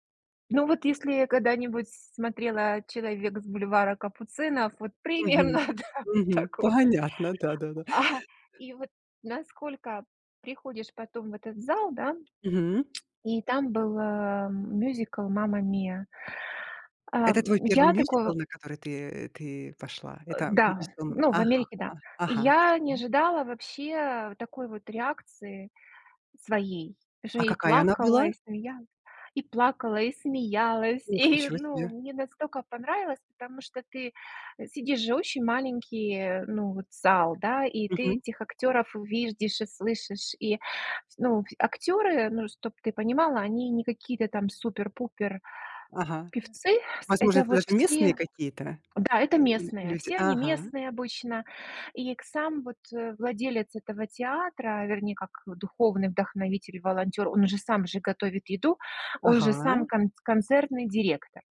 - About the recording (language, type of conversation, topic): Russian, podcast, Какой концерт запомнился сильнее всего и почему?
- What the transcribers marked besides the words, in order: laughing while speaking: "примерно, да, такое"; unintelligible speech; "видишь" said as "увиждишь"